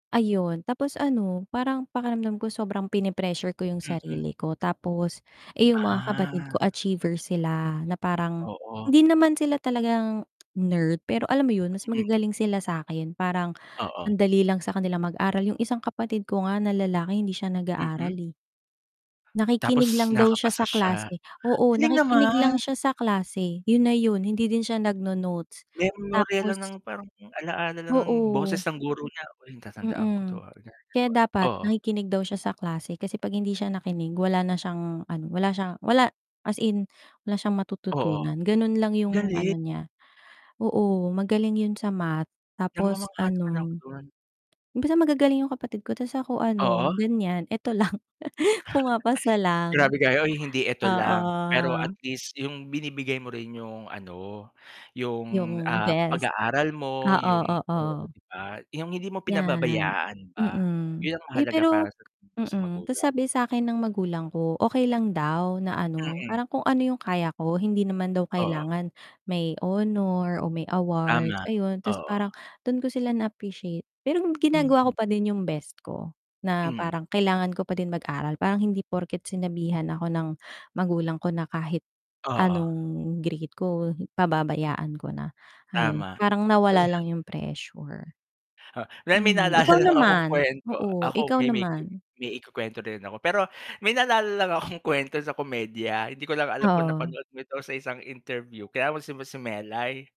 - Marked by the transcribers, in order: static; distorted speech; unintelligible speech; chuckle; laugh; other background noise; unintelligible speech; tapping
- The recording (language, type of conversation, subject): Filipino, unstructured, Paano mo mahihikayat ang mga magulang na suportahan ang pag-aaral ng kanilang anak?